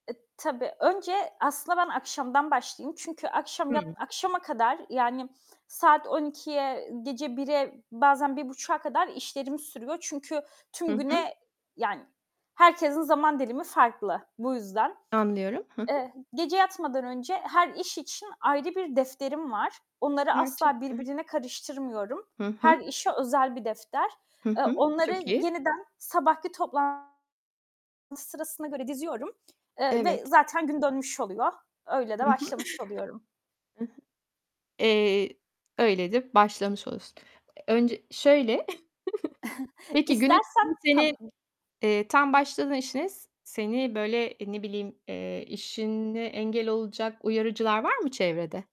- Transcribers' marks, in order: static; other background noise; distorted speech; sneeze; chuckle; chuckle; unintelligible speech
- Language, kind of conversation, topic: Turkish, podcast, Evde verimli çalışmak için neler yapıyorsun?